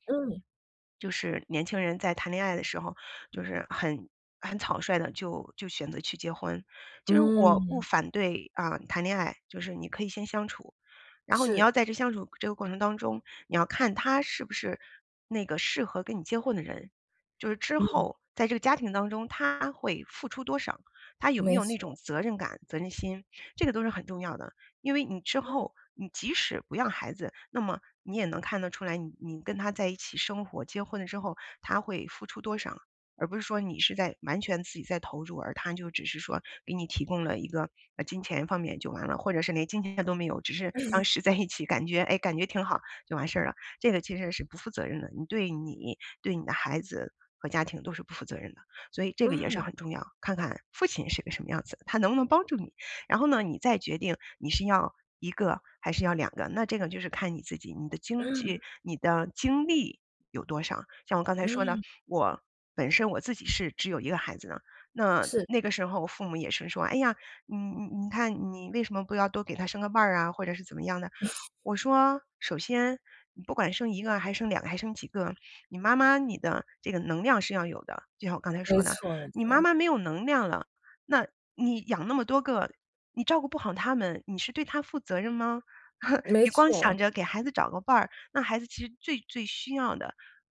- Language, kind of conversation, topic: Chinese, podcast, 你对是否生孩子这个决定怎么看？
- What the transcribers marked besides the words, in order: laughing while speaking: "当时在一起"; laughing while speaking: "嗯"; laugh; laugh